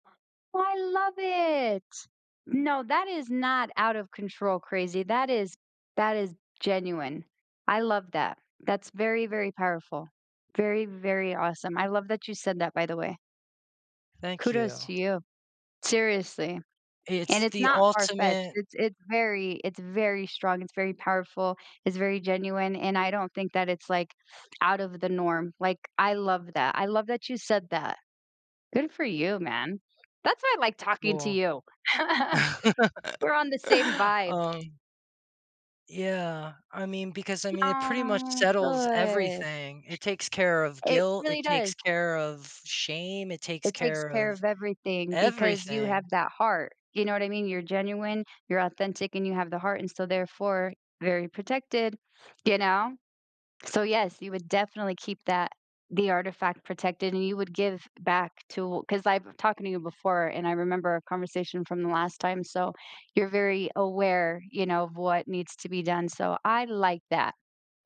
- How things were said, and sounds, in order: other background noise; joyful: "I love it"; laugh; drawn out: "Oh"; sniff
- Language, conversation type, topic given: English, unstructured, What factors would you consider before making an important wish or decision that could change your life?
- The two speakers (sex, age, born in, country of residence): female, 40-44, United States, United States; male, 40-44, United States, United States